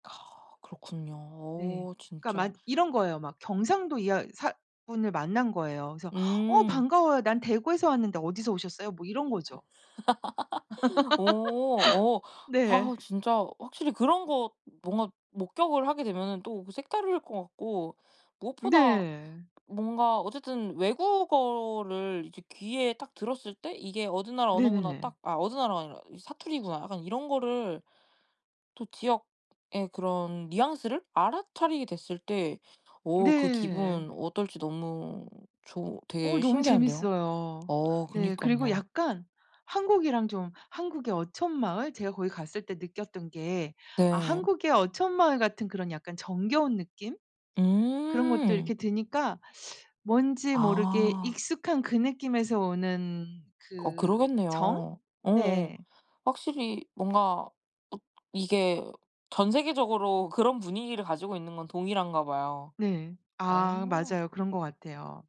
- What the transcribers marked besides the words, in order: other noise; other background noise; laugh; background speech; laugh; tapping
- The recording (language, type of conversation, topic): Korean, podcast, 가장 기억에 남는 여행 에피소드가 무엇인가요?
- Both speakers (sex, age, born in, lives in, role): female, 20-24, South Korea, Japan, host; female, 50-54, South Korea, Italy, guest